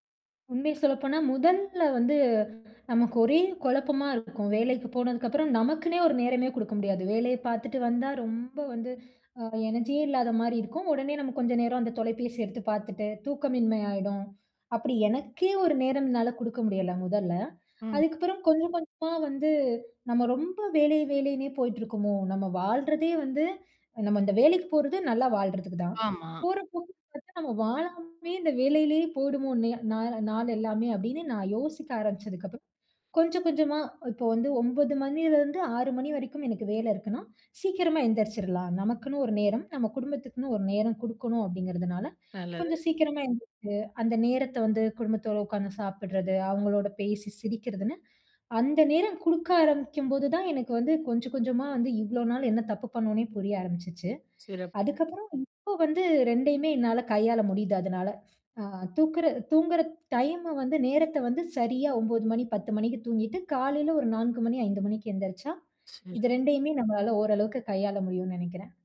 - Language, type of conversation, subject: Tamil, podcast, வேலைக்கும் வீட்டுக்கும் இடையிலான எல்லையை நீங்கள் எப்படிப் பராமரிக்கிறீர்கள்?
- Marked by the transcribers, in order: in English: "எனர்ஜியே"; tapping